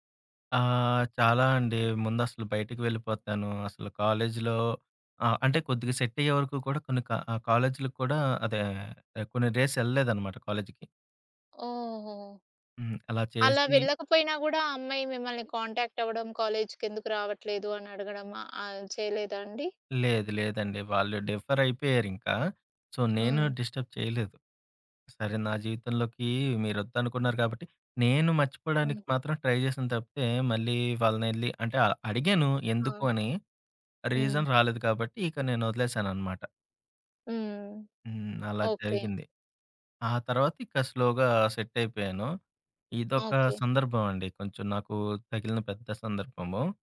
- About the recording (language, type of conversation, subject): Telugu, podcast, నిరాశను ఆశగా ఎలా మార్చుకోవచ్చు?
- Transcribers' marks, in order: in English: "సెట్"; in English: "డేస్"; in English: "కాంటాక్ట్"; in English: "కాలేజ్‌కెందుకు"; in English: "డిఫర్"; in English: "సో"; other background noise; in English: "డిస్టర్బ్"; in English: "ట్రై"; in English: "రీజన్"; in English: "స్లోగా సెట్"